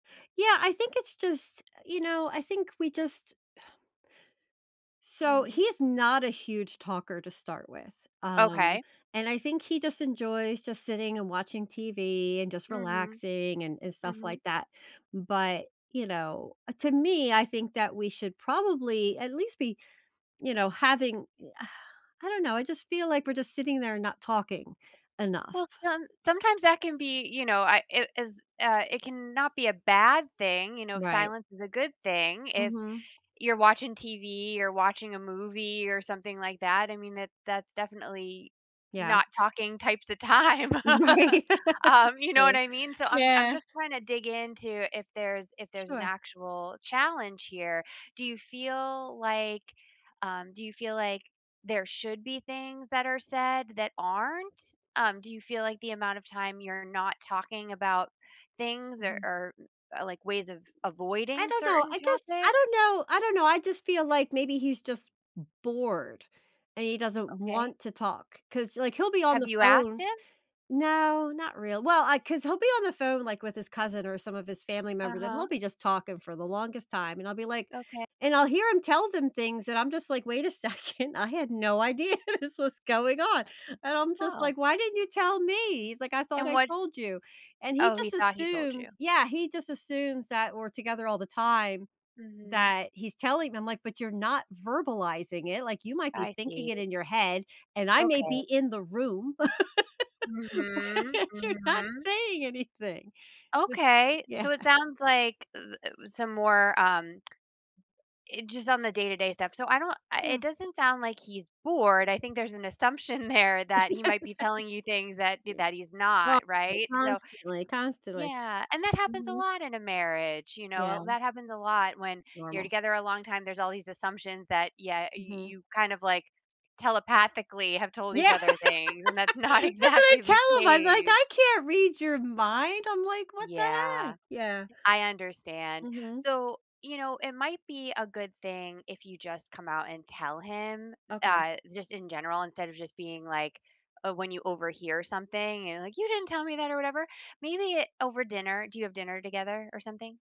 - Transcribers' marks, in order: sigh; sigh; other background noise; tapping; laughing while speaking: "Right"; laughing while speaking: "time"; laugh; laughing while speaking: "second"; laughing while speaking: "idea"; laugh; laughing while speaking: "but you're not saying anything"; laughing while speaking: "Yeah"; stressed: "bored"; laughing while speaking: "assumption there"; laugh; unintelligible speech; laugh; joyful: "That's what I tell him"; laughing while speaking: "that's not exactly"; put-on voice: "You didn't tell me that or whatever"
- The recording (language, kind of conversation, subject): English, advice, How can I improve communication with my partner?
- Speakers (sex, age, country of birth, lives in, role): female, 40-44, United States, United States, advisor; female, 50-54, United States, United States, user